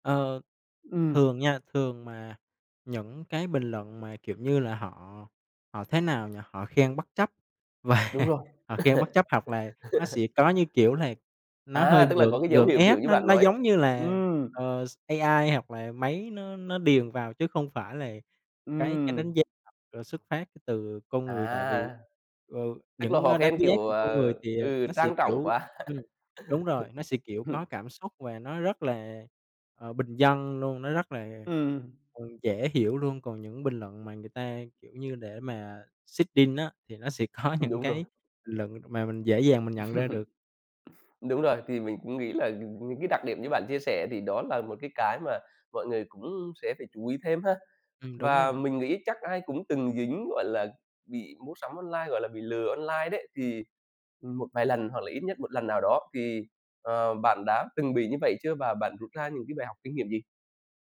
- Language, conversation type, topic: Vietnamese, podcast, Trải nghiệm mua sắm trực tuyến gần đây của bạn như thế nào?
- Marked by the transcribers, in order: tapping; other background noise; laughing while speaking: "và"; laugh; unintelligible speech; laughing while speaking: "quá"; laugh; in English: "seeding"; laughing while speaking: "có"; chuckle